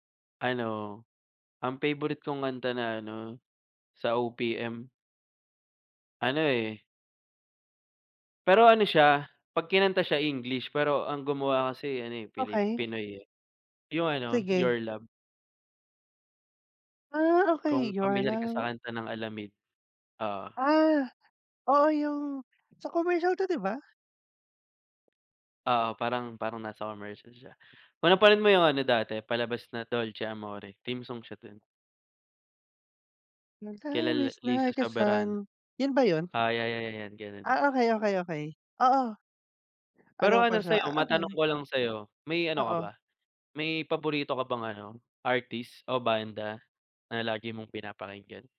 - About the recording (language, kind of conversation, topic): Filipino, unstructured, Anong klaseng musika ang madalas mong pinakikinggan?
- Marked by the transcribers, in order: singing: "Your love"; singing: "Your love is like a sun"